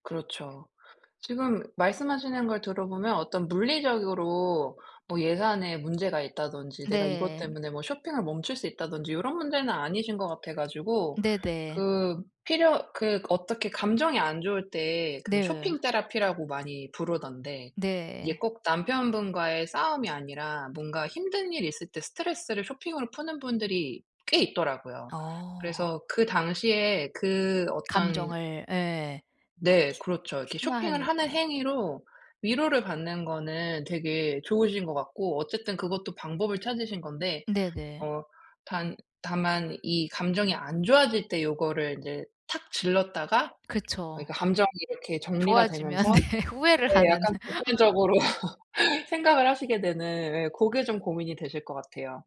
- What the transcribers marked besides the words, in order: other background noise; laughing while speaking: "네"; laughing while speaking: "객관적으로"; laugh
- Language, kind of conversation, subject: Korean, advice, 감정적 위로를 위해 충동적으로 소비하는 습관을 어떻게 멈출 수 있을까요?